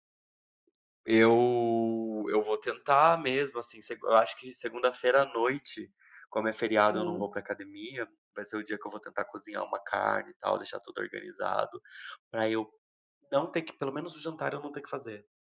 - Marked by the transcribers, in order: drawn out: "Eu"
- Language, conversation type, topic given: Portuguese, advice, Como a sua rotina lotada impede você de preparar refeições saudáveis?
- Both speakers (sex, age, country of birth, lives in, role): female, 55-59, Brazil, United States, advisor; male, 30-34, Brazil, Portugal, user